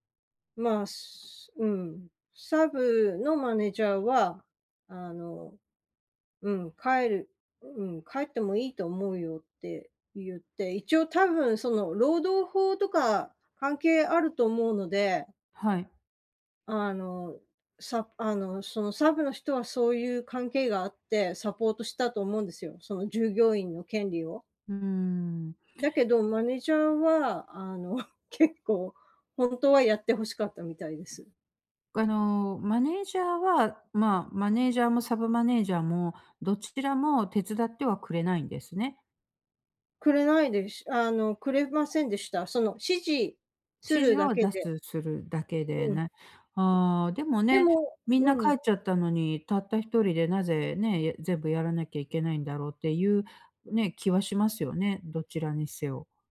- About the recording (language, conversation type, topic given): Japanese, advice, グループで自分の居場所を見つけるにはどうすればいいですか？
- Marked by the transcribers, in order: laughing while speaking: "あの結構"